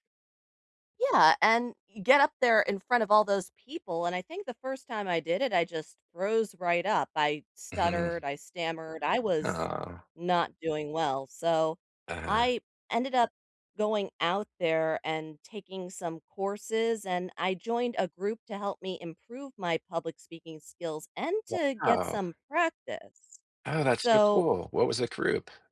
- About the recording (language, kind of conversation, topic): English, unstructured, What is something you wish you had known before starting your career?
- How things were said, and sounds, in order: other background noise; tapping